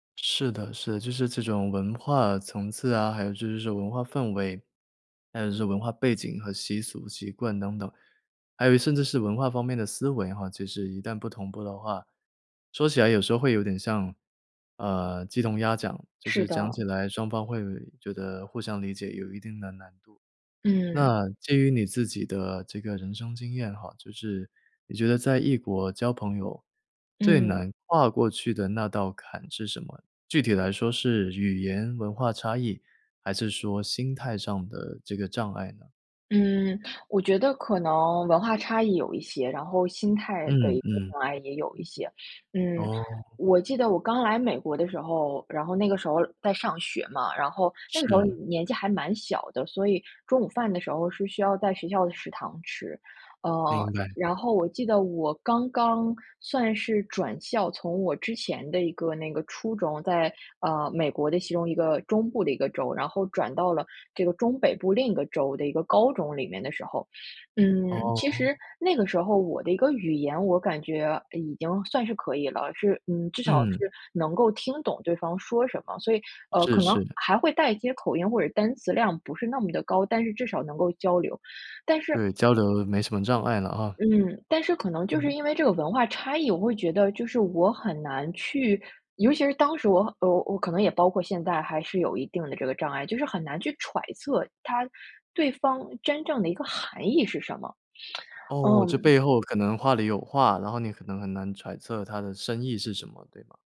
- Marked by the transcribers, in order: other background noise; tsk
- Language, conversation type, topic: Chinese, podcast, 在异国交朋友时，最难克服的是什么？